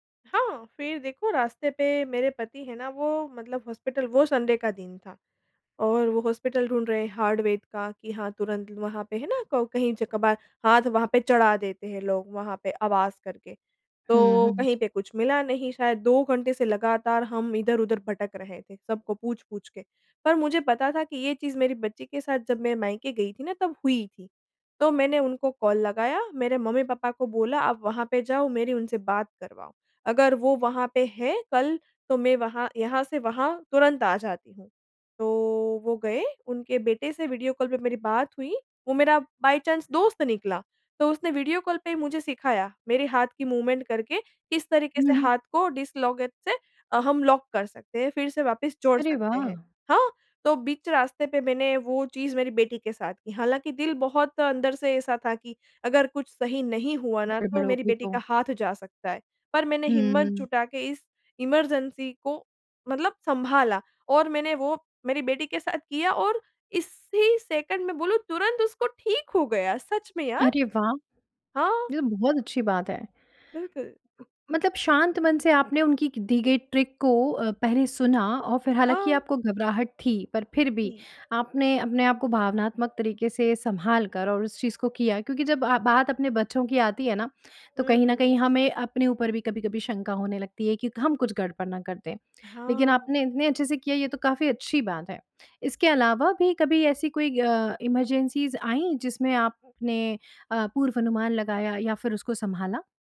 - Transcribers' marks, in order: in English: "संडे"; in English: "कॉल"; in English: "बाय चाँस"; in English: "मूवमेंट"; in English: "डिस्लॉकेट"; in English: "लॉक"; in English: "इमरजेंसी"; in English: "ट्रिक"; in English: "इमरजेंसीस"; other background noise
- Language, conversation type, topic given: Hindi, podcast, क्या आपने कभी किसी आपातकाल में ठंडे दिमाग से काम लिया है? कृपया एक उदाहरण बताइए।